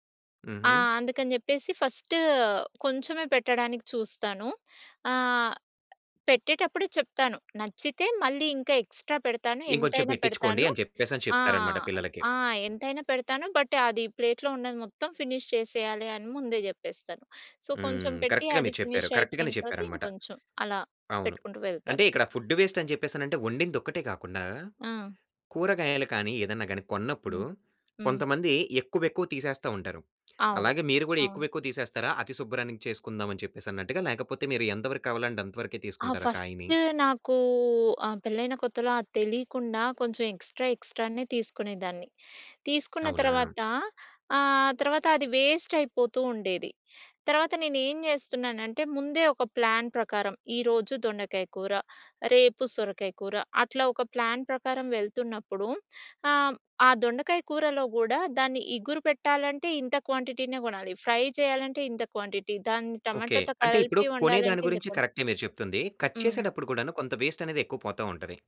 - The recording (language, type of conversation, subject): Telugu, podcast, ఇంట్లో ఆహార వృథాను తగ్గించడానికి మనం పాటించగల సులభమైన చిట్కాలు ఏమిటి?
- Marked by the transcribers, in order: tapping; in English: "ఎక్స్‌ట్రా"; in English: "బట్"; in English: "ప్లేట్‌లో"; in English: "ఫినిష్"; in English: "సో"; in English: "కరెక్ట్‌గా"; in English: "ఫుడ్ వేస్ట్"; in English: "ఫస్టు"; in English: "ఎక్స్‌ట్రా ఎక్స్‌ట్రానే"; in English: "ప్లాన్"; in English: "ప్లాన్"; in English: "క్వాంటిటీనే"; in English: "ఫ్రై"; in English: "క్వాంటిటీ"; in English: "కట్"